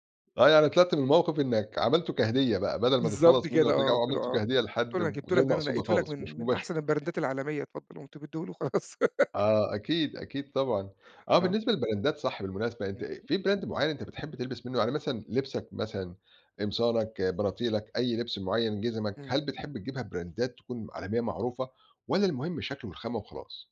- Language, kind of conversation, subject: Arabic, podcast, إنت بتميل أكتر إنك تمشي ورا الترندات ولا تعمل ستايلك الخاص؟
- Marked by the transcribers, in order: in English: "البرندات"; laughing while speaking: "وخلاص"; giggle; in English: "للبراندات"; tapping; in English: "Brand"; in English: "براندات"